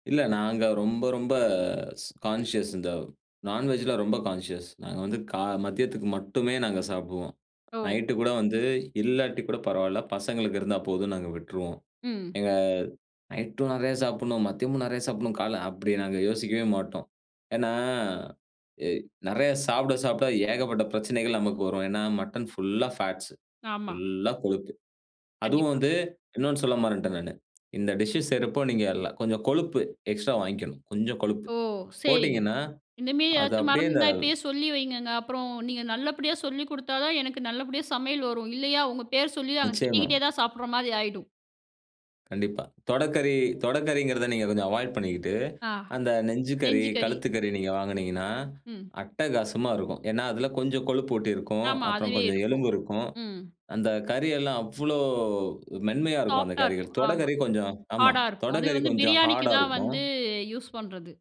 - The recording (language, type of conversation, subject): Tamil, podcast, முதலில் நினைவுக்கு வரும் சுவை அனுபவம் எது?
- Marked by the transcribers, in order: in English: "கான்ஷியஸ்"; in English: "கான்ஷியஸ்"; other background noise; in English: "ஃபுல்லா ஃபேட்ஸு, ஃபுல்"; in English: "சாஃப்ட்"; in English: "ஹார்ட்"; in English: "ஹார்ட்"